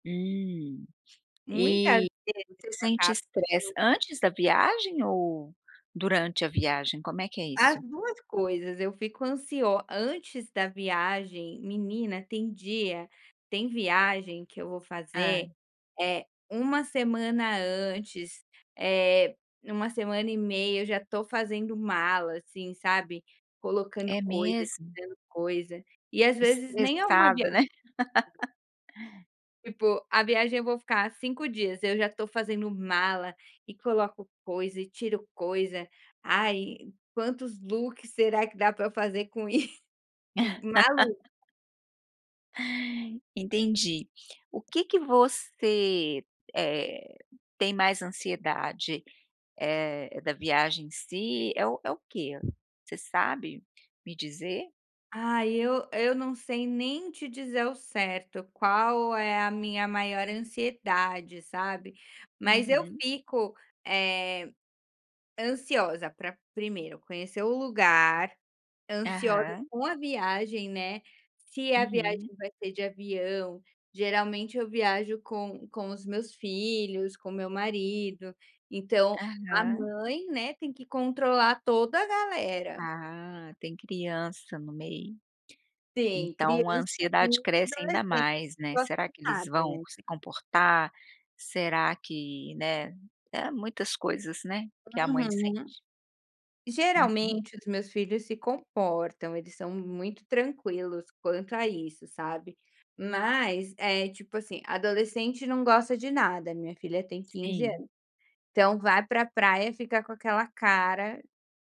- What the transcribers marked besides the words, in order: tapping; laugh; in English: "looks"; chuckle
- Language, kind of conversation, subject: Portuguese, advice, Como posso reduzir o estresse e a ansiedade ao viajar?